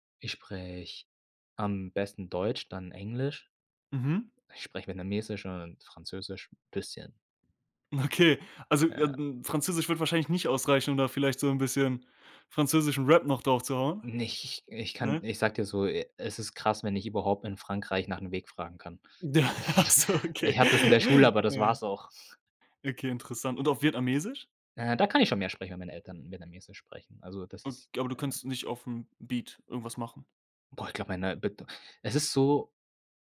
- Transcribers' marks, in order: laugh; laughing while speaking: "Ach so, okay"; snort; laugh
- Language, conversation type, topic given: German, podcast, Hast du schon einmal zufällig eine neue Leidenschaft entdeckt?